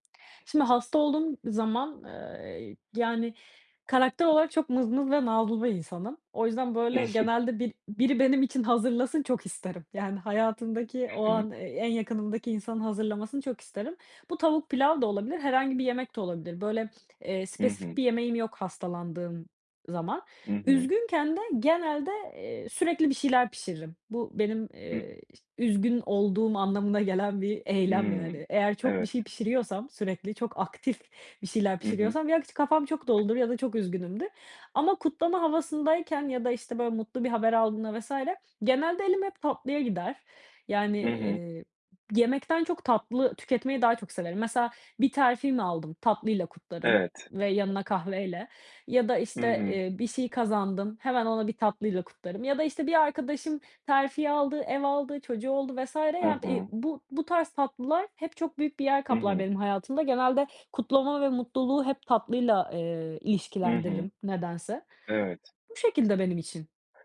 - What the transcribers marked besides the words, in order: tapping; other background noise
- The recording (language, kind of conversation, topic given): Turkish, podcast, Senin için gerçek bir konfor yemeği nedir?